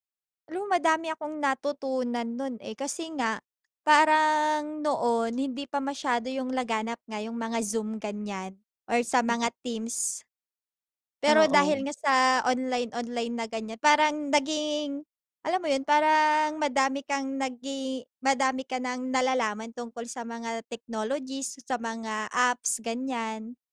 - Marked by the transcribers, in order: tapping
- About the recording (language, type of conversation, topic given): Filipino, unstructured, Paano mo ilalarawan ang naging epekto ng pandemya sa iyong araw-araw na pamumuhay?